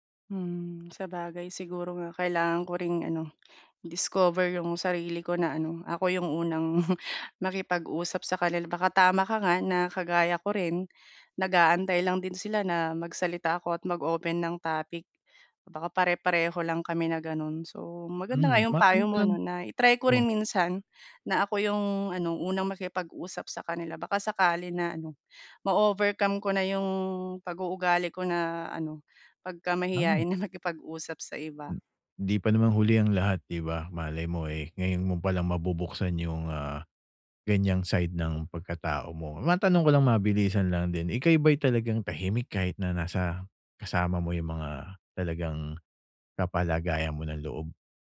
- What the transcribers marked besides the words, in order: tapping; chuckle; other background noise
- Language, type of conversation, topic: Filipino, advice, Paano ko mababawasan ang pag-aalala o kaba kapag may salu-salo o pagtitipon?